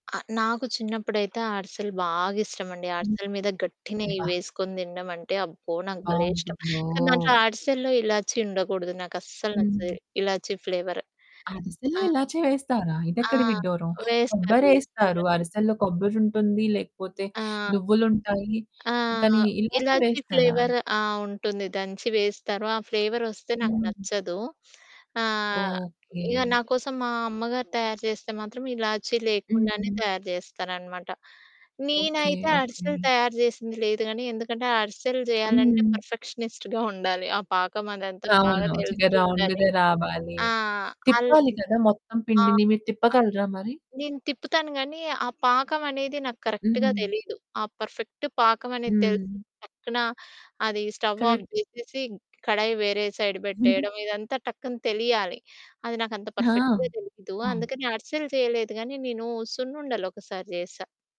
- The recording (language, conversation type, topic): Telugu, podcast, మీరు చిన్నప్పటి ఇంటి వాతావరణం ఎలా ఉండేది?
- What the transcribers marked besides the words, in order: distorted speech; drawn out: "బావుంటుందో!"; in Hindi: "ఇలాచి"; other background noise; in Hindi: "ఇలాచి"; in Hindi: "ఇలాచి"; in Hindi: "ఇలాచి"; in Hindi: "ఇలాచి"; in Hindi: "ఇలాచి"; in English: "పర్ఫెక్షనిస్ట్‌గా"; in English: "రౌండ్‌గా"; in English: "కరెక్ట్‌గా"; in English: "పర్ఫెక్ట్"; in English: "స్టవ్ ఆఫ్"; in English: "సైడ్"; giggle; in English: "పర్ఫెక్ట్‌గా"